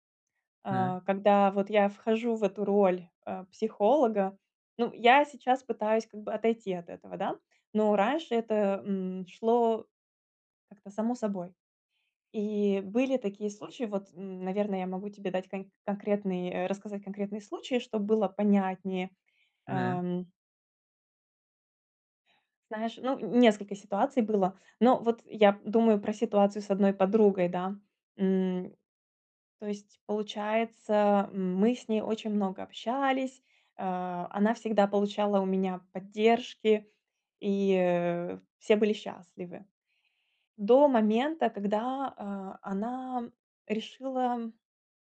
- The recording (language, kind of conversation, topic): Russian, advice, Как мне повысить самооценку и укрепить личные границы?
- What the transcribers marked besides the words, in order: none